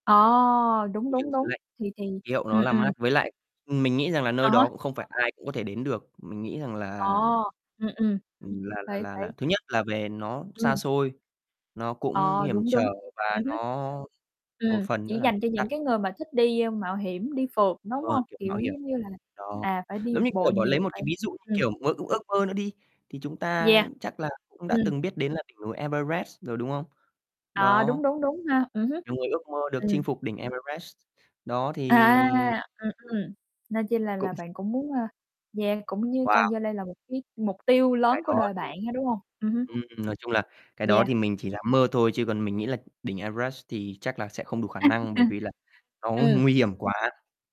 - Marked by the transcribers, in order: distorted speech; other background noise; tapping; laughing while speaking: "Cũng"; chuckle
- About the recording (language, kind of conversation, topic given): Vietnamese, unstructured, Điểm đến trong mơ của bạn là nơi nào?